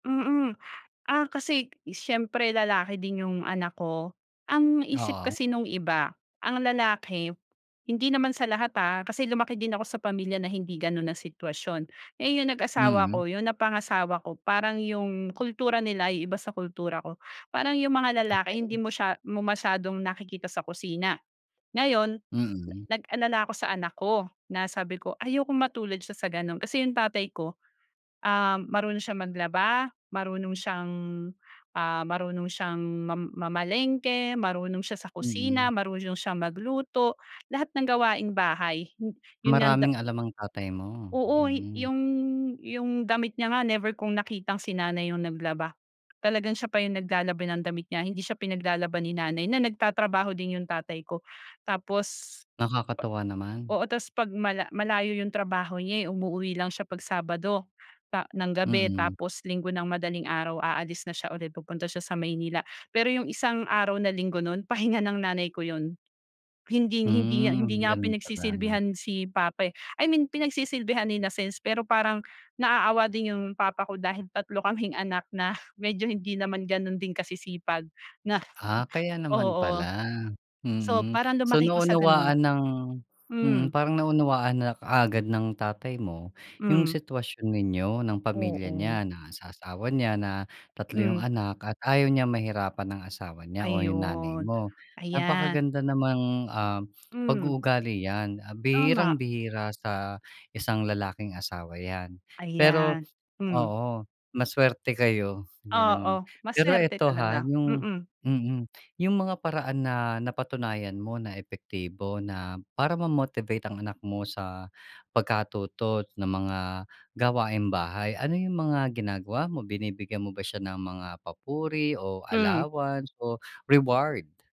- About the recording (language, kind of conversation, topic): Filipino, podcast, Paano ninyo hinihikayat ang mga bata na tumulong sa mga gawaing bahay?
- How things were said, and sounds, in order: tapping; other background noise